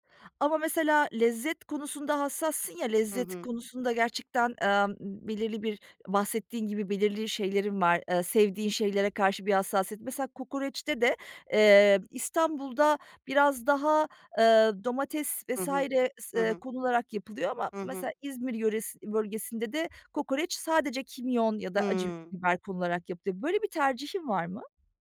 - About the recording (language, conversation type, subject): Turkish, podcast, Sokak yemekleri hakkında ne düşünüyorsun?
- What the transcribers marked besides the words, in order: other background noise